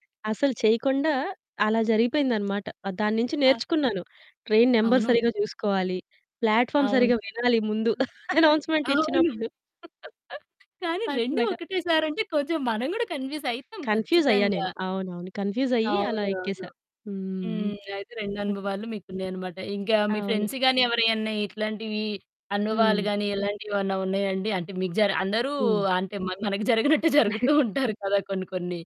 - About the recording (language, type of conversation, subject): Telugu, podcast, ప్రయాణంలో మీ విమానం తప్పిపోయిన అనుభవాన్ని చెప్పగలరా?
- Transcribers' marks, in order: in English: "ట్రైన్ నంబర్"; in English: "ప్లాట్‌ఫార్మ్"; distorted speech; laughing while speaking: "అనౌన్స్మెంట్ ఇచ్చినప్పుడు"; in English: "అనౌన్స్మెంట్"; laughing while speaking: "అవును. కానీ రెండు ఒకటే సారంటే కొంచెం మనం గూడా కన్ఫిస్ అయితాం ఖచ్చితంగా"; in English: "కన్ఫిస్"; other background noise; in English: "కన్ఫ్యూజ్"; in English: "కన్ఫ్యూజ్"; in English: "ఫ్రెండ్స్"; laughing while speaking: "జరగినట్టే జరుగుతూ ఉంటారు కదా!"; chuckle